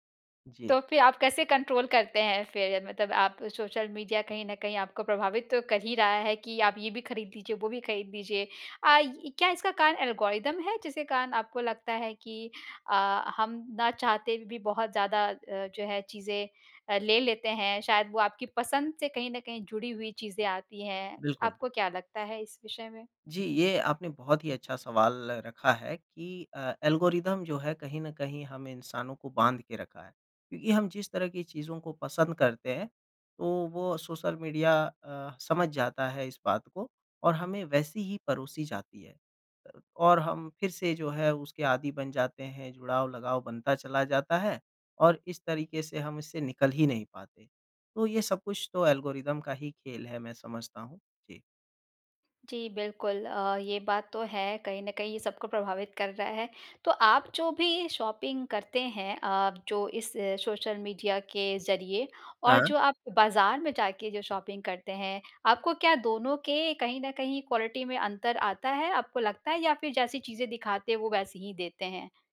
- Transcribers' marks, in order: in English: "कंट्रोल"; in English: "एल्गोरिदम"; in English: "एल्गोरिदम"; in English: "एल्गोरिदम"; in English: "शॉपिंग"; in English: "शॉपिंग"; in English: "क्वालिटी"
- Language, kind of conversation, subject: Hindi, podcast, सोशल मीडिया ने आपके स्टाइल को कैसे बदला है?